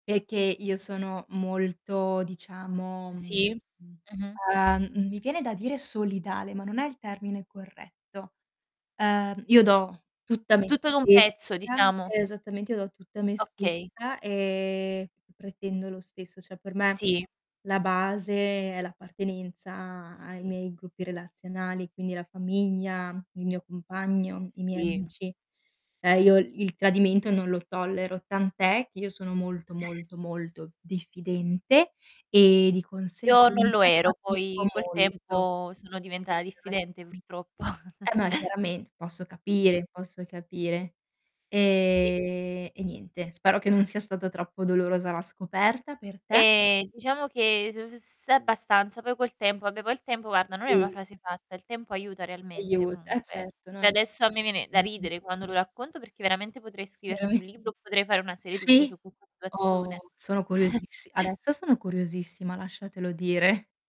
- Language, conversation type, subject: Italian, unstructured, Come si può perdonare un tradimento in una relazione?
- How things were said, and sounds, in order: static; "Perché" said as "peché"; tapping; distorted speech; drawn out: "e"; "cioè" said as "ceh"; other background noise; chuckle; chuckle; drawn out: "E"; "Cioè" said as "ceh"; laughing while speaking: "Veramen"; chuckle; laughing while speaking: "dire"